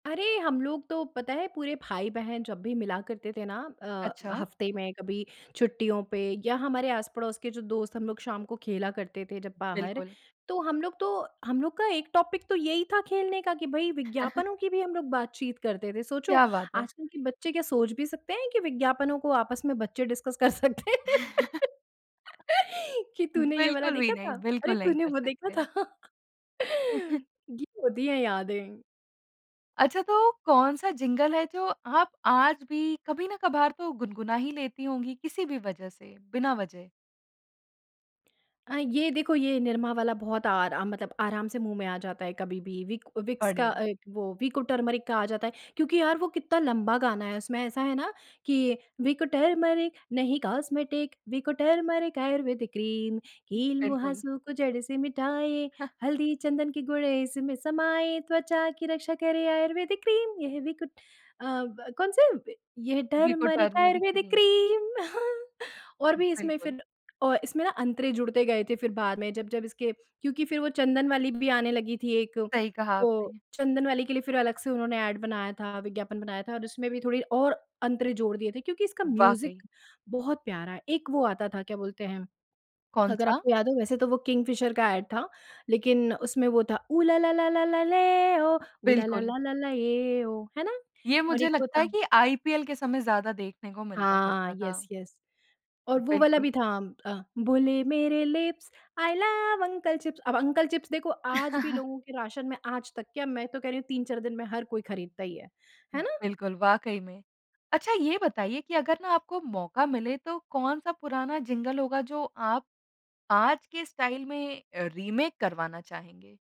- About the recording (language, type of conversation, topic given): Hindi, podcast, कौन सा पुराना विज्ञापन-जिंगल आज भी आपके दिमाग में हमेशा के लिए बस गया है?
- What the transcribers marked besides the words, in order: in English: "टॉपिक"; chuckle; chuckle; in English: "डिस्कस"; laughing while speaking: "कर सकते हैं कि तूने … वो देखा था"; chuckle; in English: "जिंगल"; singing: "विको टर्मरिक नहीं कॉस्मेटिक विको … टर्मरिक आयुर्वेदिक क्रीम"; chuckle; chuckle; in English: "एड"; in English: "म्यूज़िक"; in English: "एड"; singing: "ऊ ला ला ला ला … ला ये ओ"; in English: "येस येस"; singing: "बोले मेरे लिप्स, आई लव अंकल चिप्स"; chuckle; in English: "जिंगल"; in English: "स्टाइल"; in English: "रीमेक"